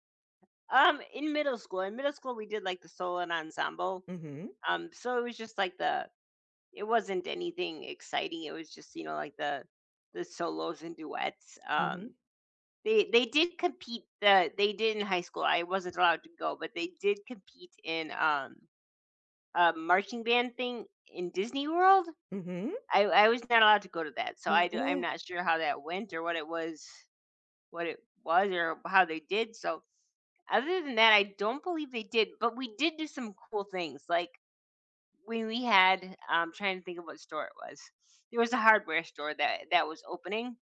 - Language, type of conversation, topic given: English, unstructured, What extracurricular clubs or activities most shaped your school experience, for better or worse?
- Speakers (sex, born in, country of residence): female, United States, United States; female, United States, United States
- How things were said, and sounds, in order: none